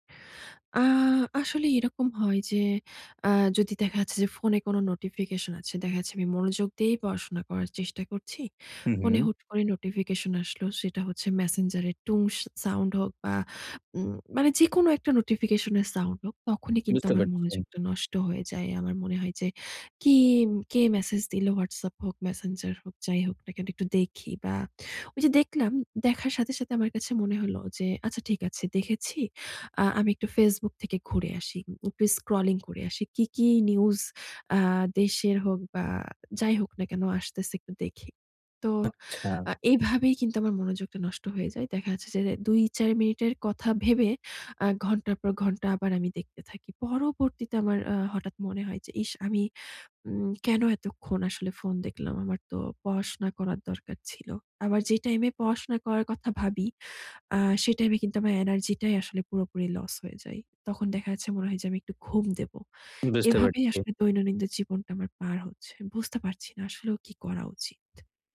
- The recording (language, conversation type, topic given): Bengali, advice, সোশ্যাল মিডিয়ার ব্যবহার সীমিত করে আমি কীভাবে মনোযোগ ফিরিয়ে আনতে পারি?
- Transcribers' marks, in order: tapping; "দৈনন্দিন" said as "দইনিনিন্দ"